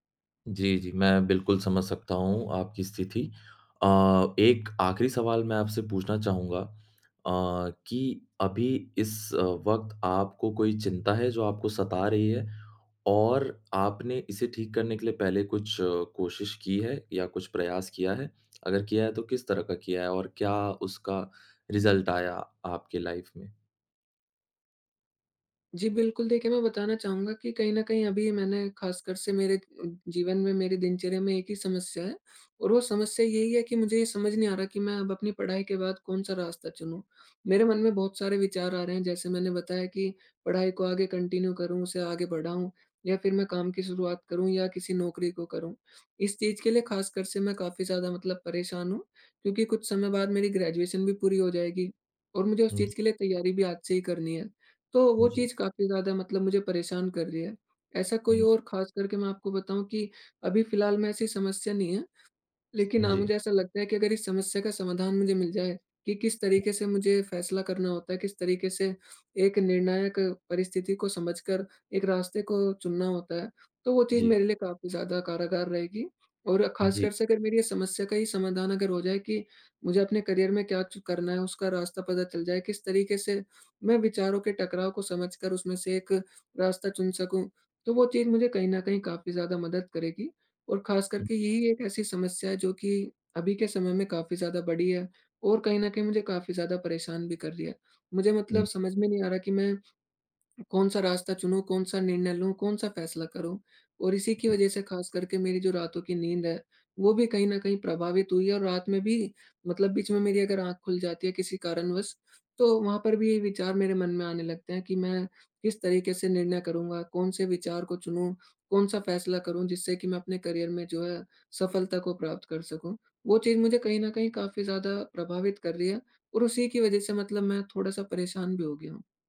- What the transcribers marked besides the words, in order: other background noise; tapping; in English: "रिजल्ट"; in English: "लाइफ"; in English: "कंटिन्यू"; in English: "ग्रेजुएशन"; "कारगर" said as "कारागार"; in English: "करियर"; other noise; in English: "करियर"
- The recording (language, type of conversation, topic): Hindi, advice, बहुत सारे विचारों में उलझकर निर्णय न ले पाना